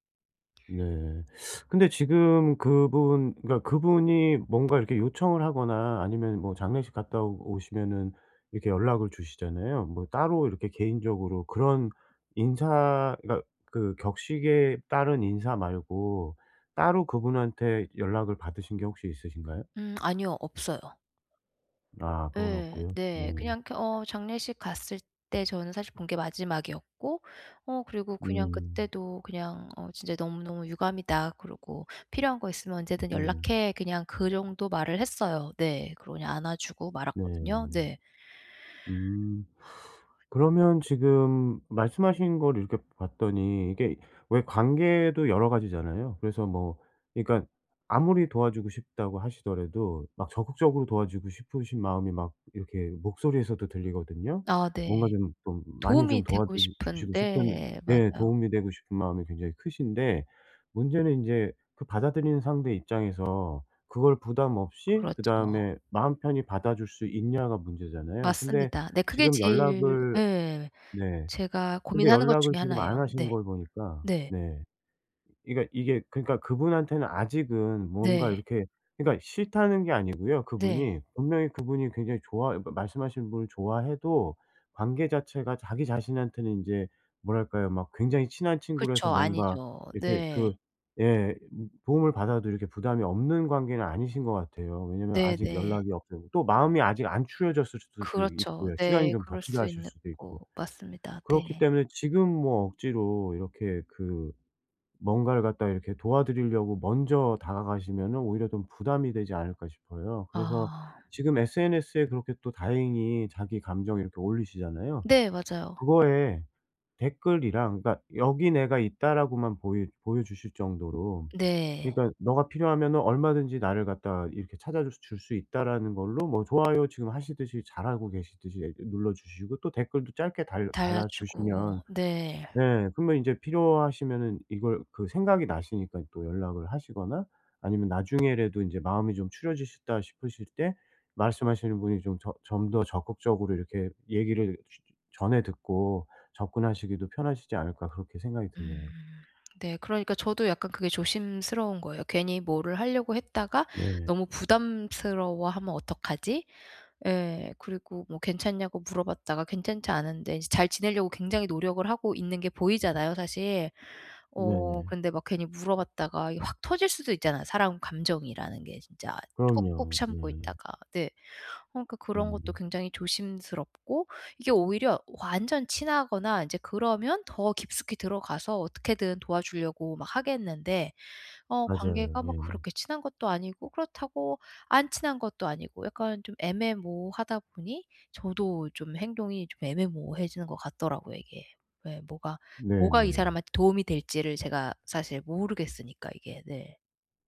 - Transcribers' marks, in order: lip smack; other background noise; teeth sucking; teeth sucking; inhale; exhale; tapping
- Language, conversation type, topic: Korean, advice, 가족 변화로 힘든 사람에게 정서적으로 어떻게 지지해 줄 수 있을까요?